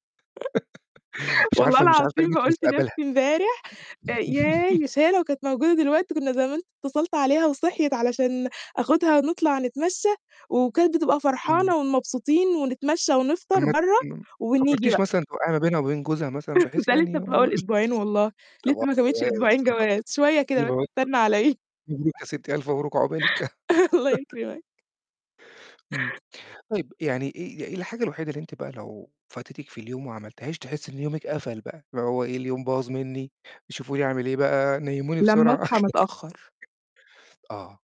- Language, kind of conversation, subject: Arabic, podcast, إزاي تنظم روتين صباحي صحي يخليك تبدأ يومك صح؟
- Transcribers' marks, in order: laugh; mechanical hum; laugh; chuckle; unintelligible speech; other noise; laughing while speaking: "الله يكرمك"; chuckle; chuckle